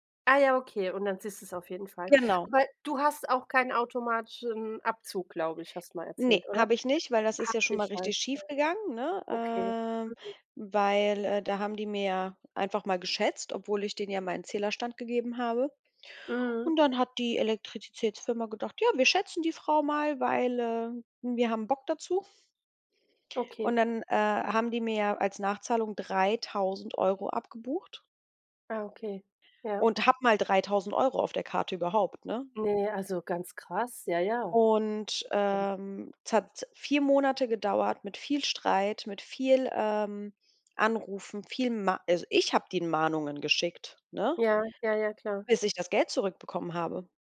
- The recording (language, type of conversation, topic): German, unstructured, Wie organisierst du deinen Tag, damit du alles schaffst?
- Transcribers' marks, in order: drawn out: "ähm"; other background noise